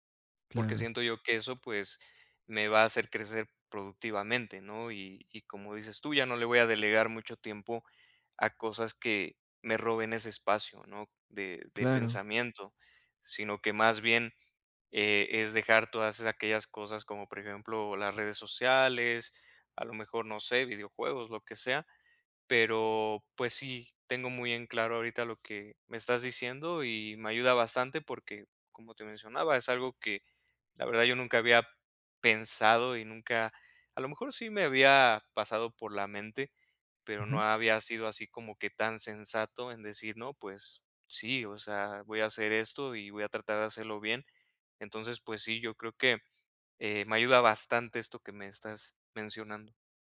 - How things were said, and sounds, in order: none
- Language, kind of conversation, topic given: Spanish, advice, ¿Cómo puedo equilibrar mi tiempo entre descansar y ser productivo los fines de semana?